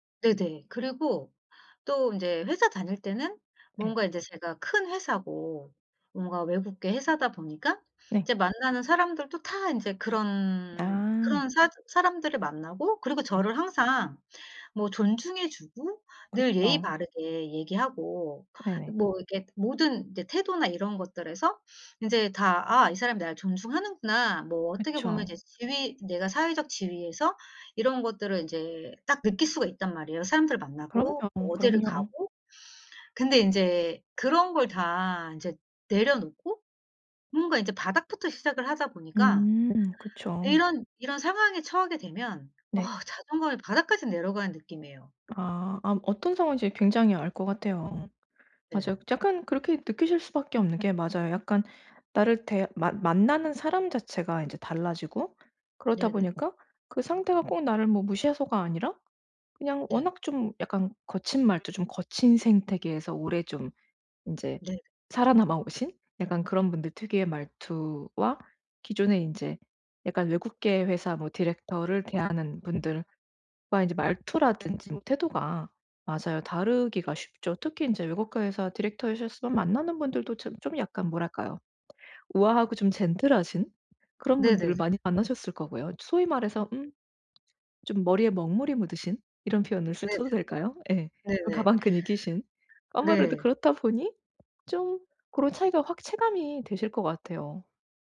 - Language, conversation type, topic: Korean, advice, 사회적 지위 변화로 낮아진 자존감을 회복하고 정체성을 다시 세우려면 어떻게 해야 하나요?
- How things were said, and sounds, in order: tapping; other background noise